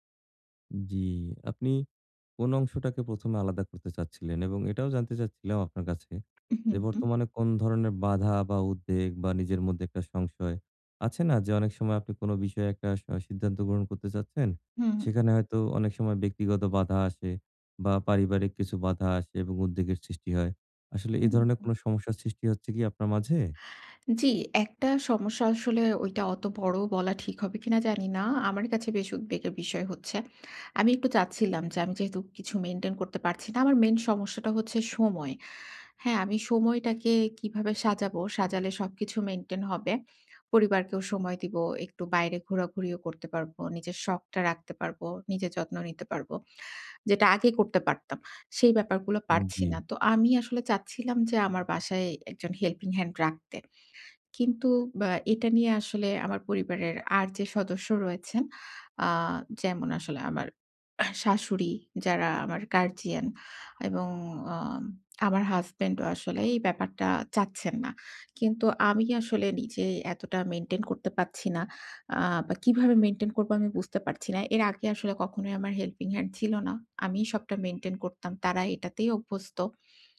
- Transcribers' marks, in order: unintelligible speech; cough
- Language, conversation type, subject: Bengali, advice, বড় পরিবর্তনকে ছোট ধাপে ভাগ করে কীভাবে শুরু করব?